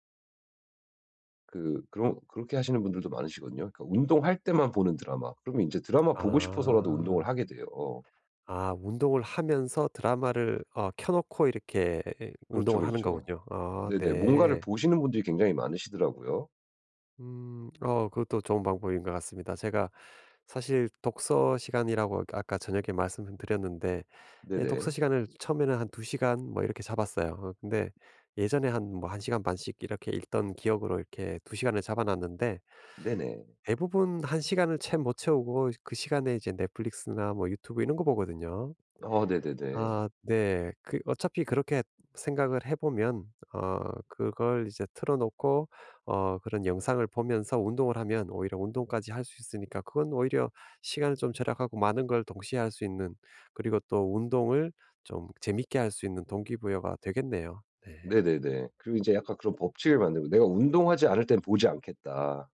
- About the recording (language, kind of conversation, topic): Korean, advice, 매일 반복되는 지루한 루틴에 어떻게 의미를 부여해 동기부여를 유지할 수 있을까요?
- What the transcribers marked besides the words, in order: other background noise; tapping